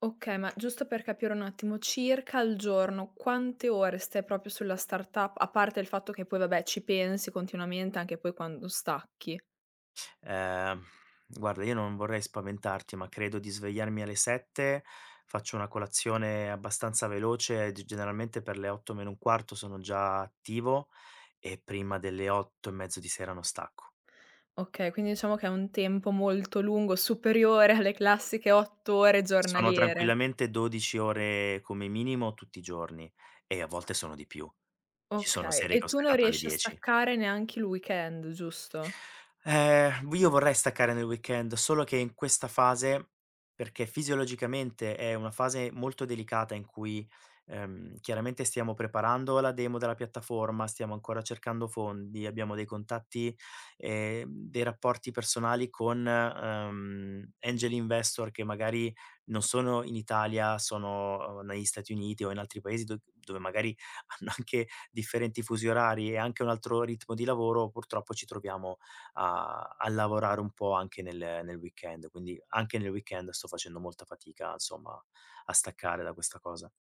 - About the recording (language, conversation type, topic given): Italian, advice, Come posso gestire l’esaurimento e lo stress da lavoro in una start-up senza pause?
- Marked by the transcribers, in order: "proprio" said as "propio"; "diciamo" said as "ciamo"; laughing while speaking: "superiore"; other background noise; laughing while speaking: "hanno anche"; tapping; "insomma" said as "nsomma"